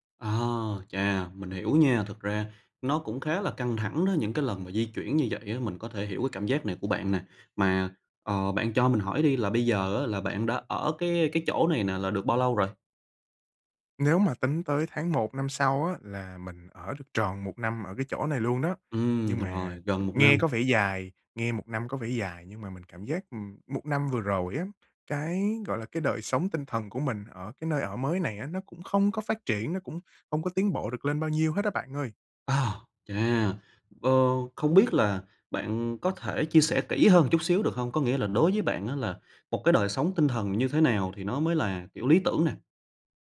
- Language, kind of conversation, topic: Vietnamese, advice, Bạn đang cảm thấy cô đơn và thiếu bạn bè sau khi chuyển đến một thành phố mới phải không?
- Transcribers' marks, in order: tapping; other background noise